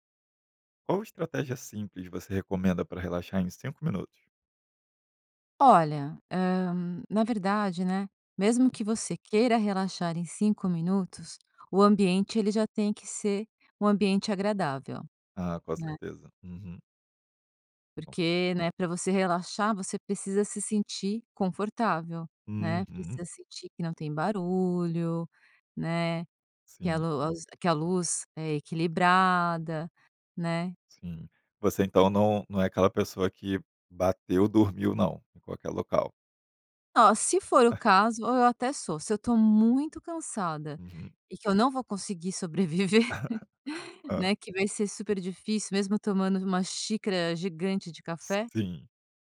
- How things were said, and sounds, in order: unintelligible speech; laughing while speaking: "sobreviver"
- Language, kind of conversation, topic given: Portuguese, podcast, Qual estratégia simples você recomenda para relaxar em cinco minutos?